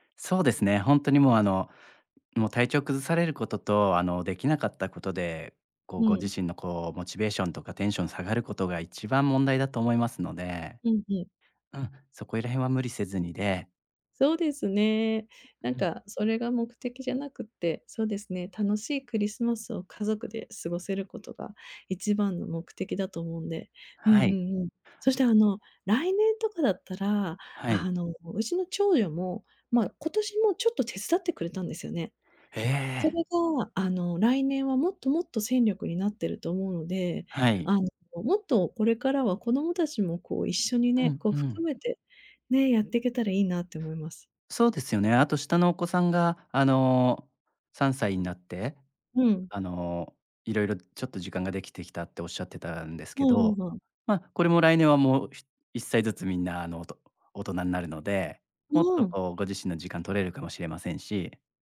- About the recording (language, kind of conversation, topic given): Japanese, advice, 日常の忙しさで創作の時間を確保できない
- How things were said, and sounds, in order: tapping